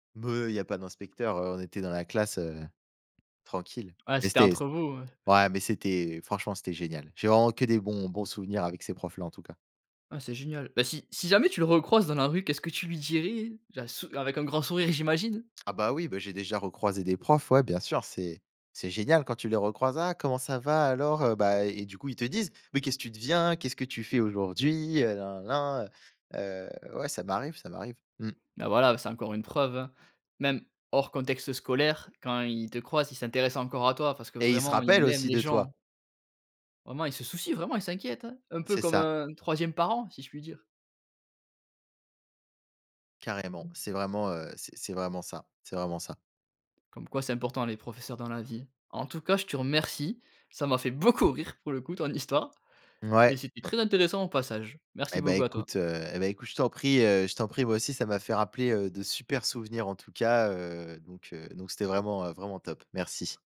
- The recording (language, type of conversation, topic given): French, podcast, Peux-tu me parler d’un professeur qui t’a vraiment marqué, et m’expliquer pourquoi ?
- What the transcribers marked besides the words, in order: stressed: "rappelle"; tapping; stressed: "beaucoup"